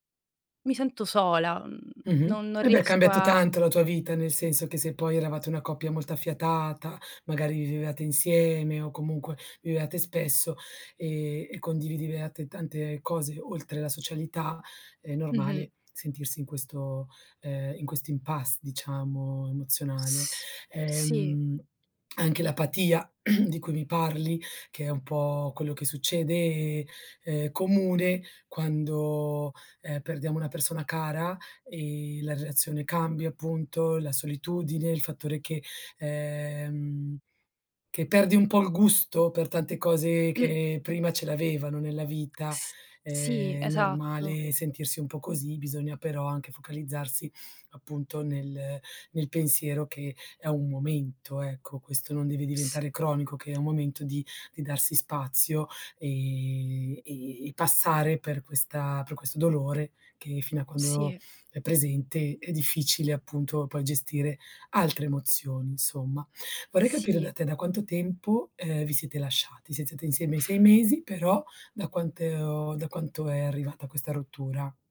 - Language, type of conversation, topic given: Italian, advice, Come puoi ritrovare la tua identità dopo una lunga relazione?
- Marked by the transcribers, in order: "vedevate" said as "vedeate"; "condividevate" said as "condivideviate"; drawn out: "S"; in French: "impasse"; throat clearing; tapping; other background noise; drawn out: "Ehm"; drawn out: "S"; drawn out: "S"; drawn out: "e"; unintelligible speech; "quanto" said as "quanteo"